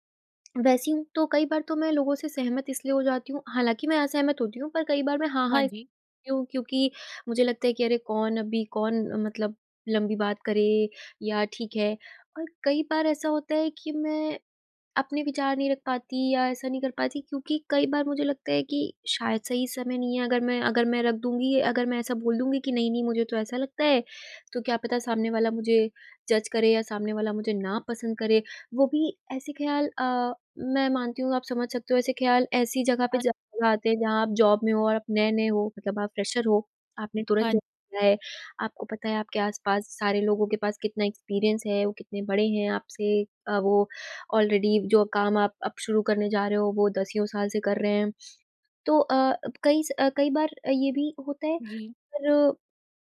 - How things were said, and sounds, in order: unintelligible speech; in English: "जज़"; in English: "जॉब"; in English: "फ़्रेशर"; in English: "जॉब"; in English: "एक्सपीरियंस"; in English: "ऑलरेडी"
- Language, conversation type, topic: Hindi, advice, क्या मुझे नए समूह में स्वीकार होने के लिए अपनी रुचियाँ छिपानी चाहिए?